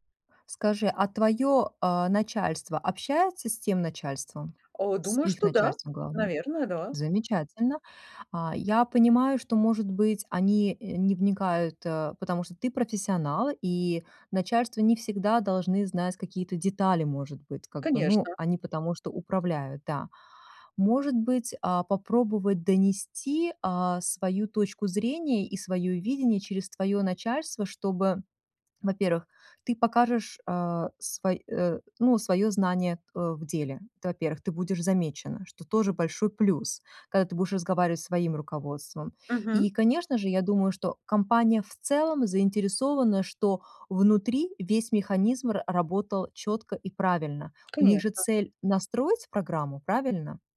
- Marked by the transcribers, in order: tapping; other background noise
- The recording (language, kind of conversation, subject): Russian, advice, Как мне получить больше признания за свои достижения на работе?